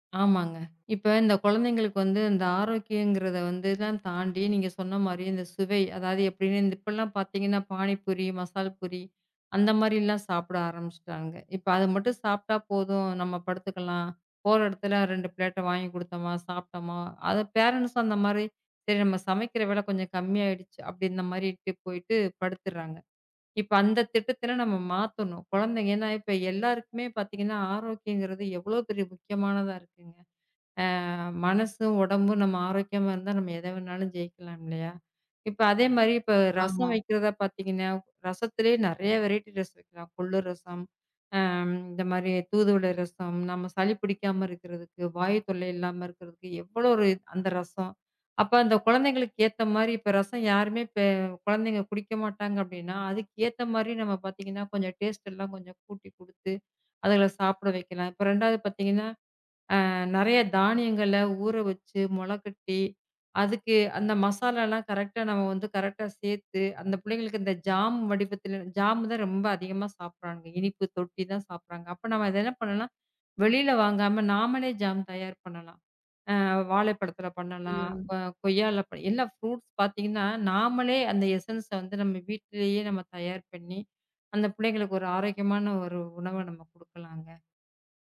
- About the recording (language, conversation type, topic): Tamil, podcast, உங்களின் பிடித்த ஒரு திட்டம் பற்றி சொல்லலாமா?
- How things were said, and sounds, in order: other noise; in English: "பேரண்ட்ஸ்"; in English: "வெரைட்டி"; in English: "ஜாம்"; in English: "ஜாம்"; in English: "ஜாம்"; other background noise; in English: "ஃப்ரூட்ஸ்"; in English: "எஸ்ஸென்ஸ்"